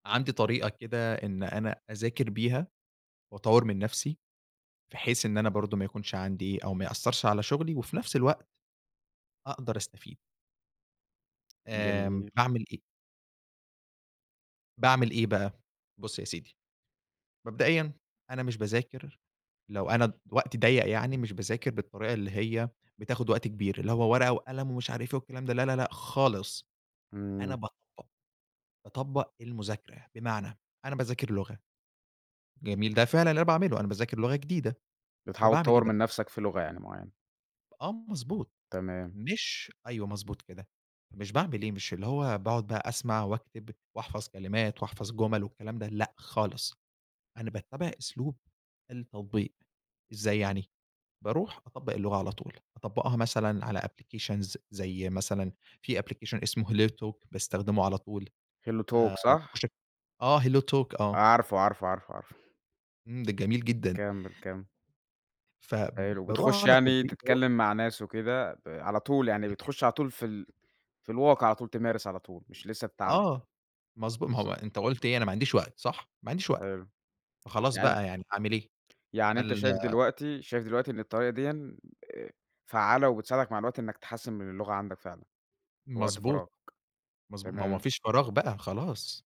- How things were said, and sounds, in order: in English: "applications"; in English: "application"; other background noise; tapping
- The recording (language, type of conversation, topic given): Arabic, podcast, ازاي أتعلم بسرعة وأنا مشغول؟